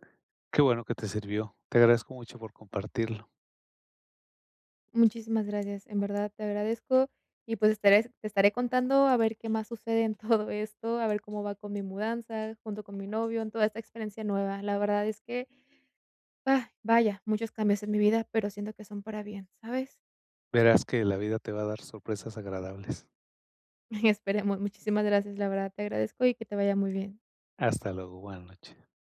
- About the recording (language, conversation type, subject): Spanish, advice, ¿Cómo puedo mantener mi motivación durante un proceso de cambio?
- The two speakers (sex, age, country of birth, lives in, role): female, 25-29, Mexico, Mexico, user; male, 60-64, Mexico, Mexico, advisor
- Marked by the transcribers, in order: tapping; sigh; chuckle; other background noise